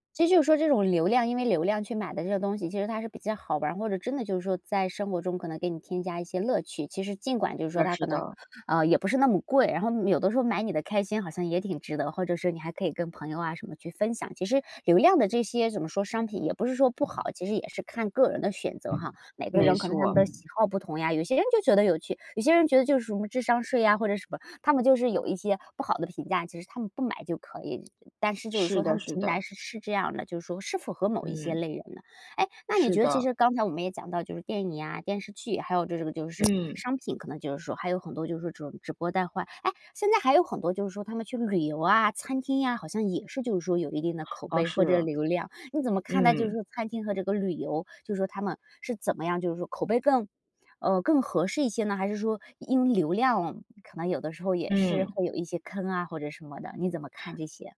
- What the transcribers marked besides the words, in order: tapping; other background noise
- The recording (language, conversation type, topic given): Chinese, podcast, 口碑和流量哪个更能影响你去看的决定？